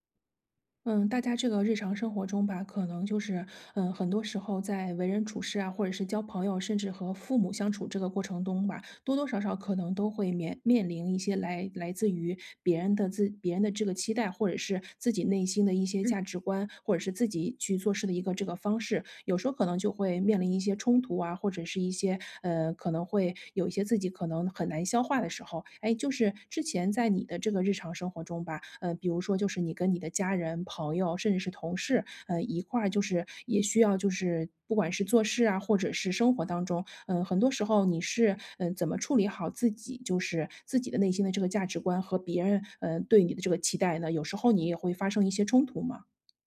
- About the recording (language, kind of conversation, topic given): Chinese, podcast, 你平时如何在回应别人的期待和坚持自己的愿望之间找到平衡？
- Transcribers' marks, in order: "中" said as "东"